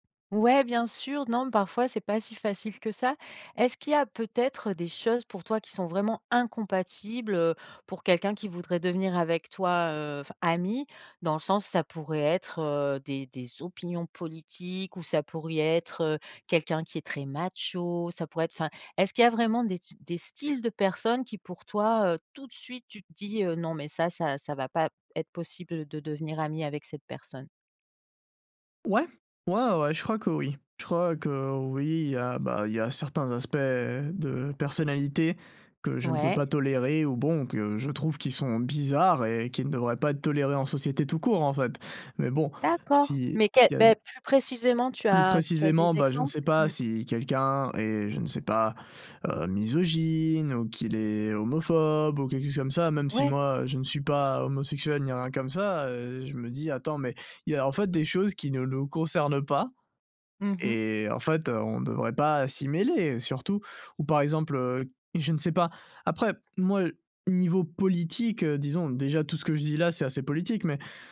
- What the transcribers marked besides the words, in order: stressed: "incompatibles"; stressed: "opinions"; "pourrait" said as "pourriait"; drawn out: "misogyne"; drawn out: "homophobe"; tapping
- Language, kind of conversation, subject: French, podcast, Comment gérer un conflit entre amis sans tout perdre ?
- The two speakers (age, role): 20-24, guest; 45-49, host